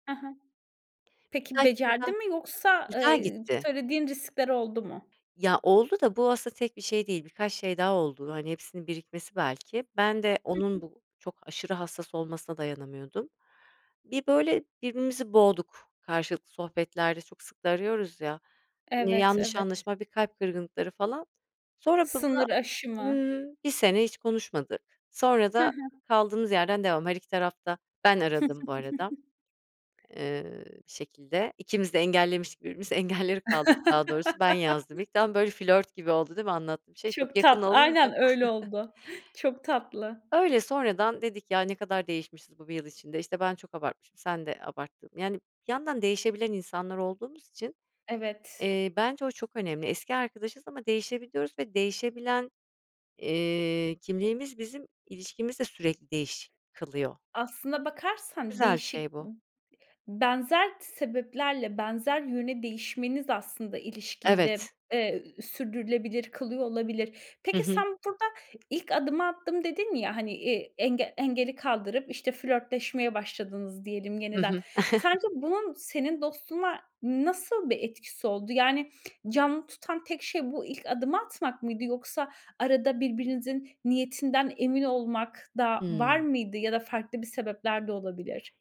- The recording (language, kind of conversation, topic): Turkish, podcast, Dostluklarını nasıl canlı tutarsın?
- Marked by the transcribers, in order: other background noise; unintelligible speech; chuckle; laughing while speaking: "engelleri"; chuckle; chuckle; chuckle